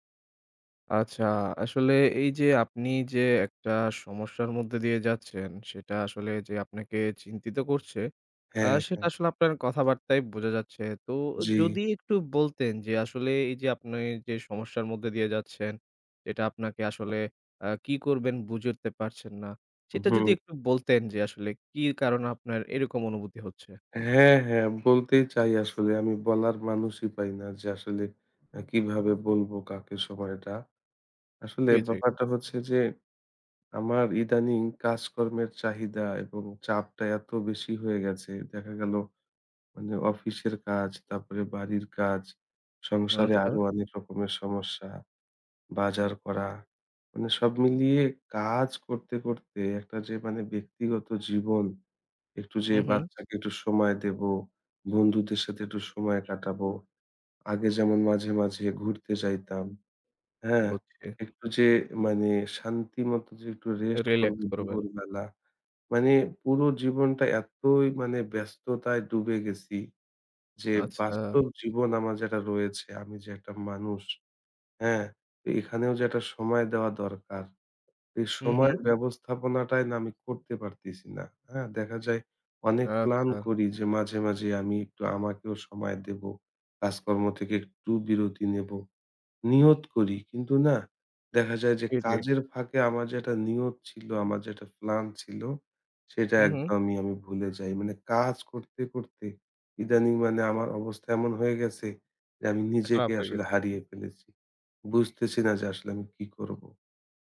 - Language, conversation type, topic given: Bengali, advice, কাজ ও ব্যক্তিগত জীবনের ভারসাম্য রাখতে আপনার সময় ব্যবস্থাপনায় কী কী অনিয়ম হয়?
- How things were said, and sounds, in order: other background noise